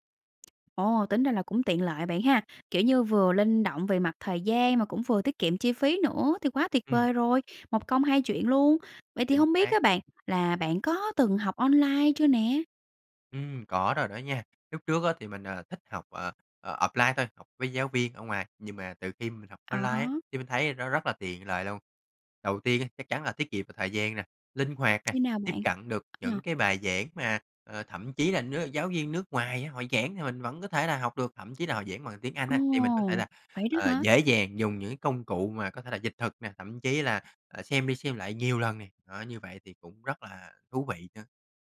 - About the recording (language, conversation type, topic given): Vietnamese, podcast, Bạn nghĩ sao về việc học trực tuyến thay vì đến lớp?
- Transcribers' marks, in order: tapping